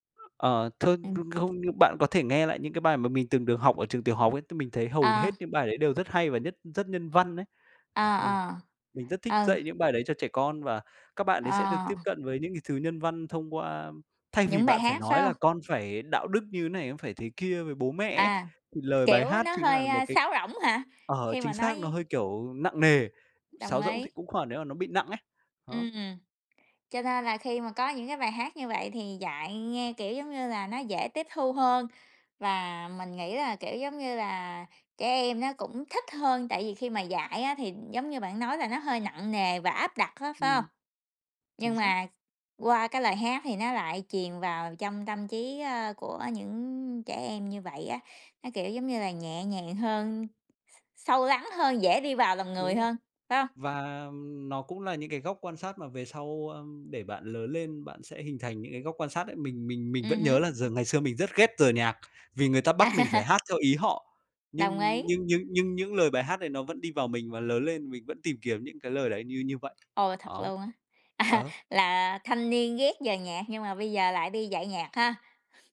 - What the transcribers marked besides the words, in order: other background noise; tapping; other noise; laughing while speaking: "À!"; laughing while speaking: "À"
- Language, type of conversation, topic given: Vietnamese, unstructured, Bạn nghĩ âm nhạc đóng vai trò như thế nào trong cuộc sống hằng ngày?